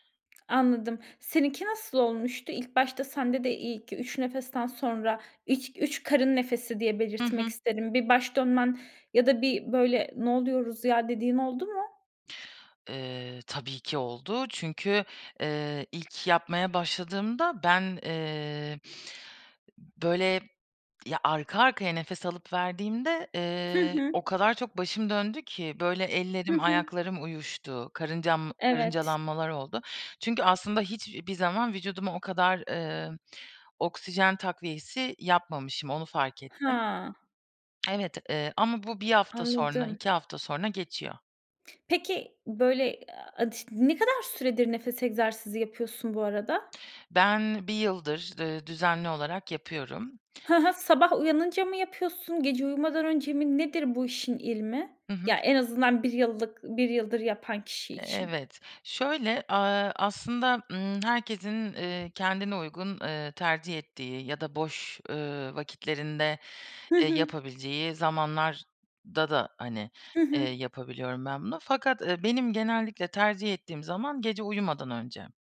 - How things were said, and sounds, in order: other background noise; other noise; tapping
- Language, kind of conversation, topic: Turkish, podcast, Kullanabileceğimiz nefes egzersizleri nelerdir, bizimle paylaşır mısın?